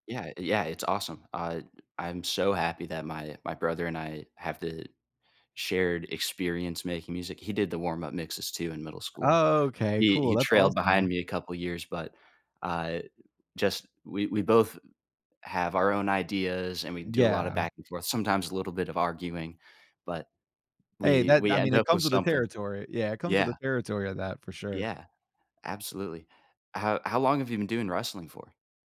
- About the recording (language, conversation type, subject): English, unstructured, How has your hobby changed your perspective or daily life?
- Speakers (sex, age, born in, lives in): male, 20-24, United States, United States; male, 30-34, United States, United States
- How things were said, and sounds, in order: none